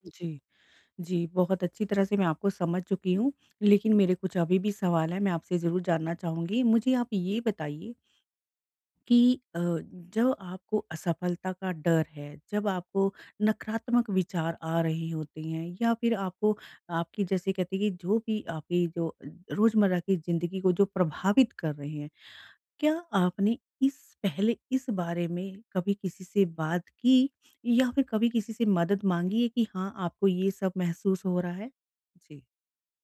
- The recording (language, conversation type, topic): Hindi, advice, असफलता के डर को नियंत्रित करना
- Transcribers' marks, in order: none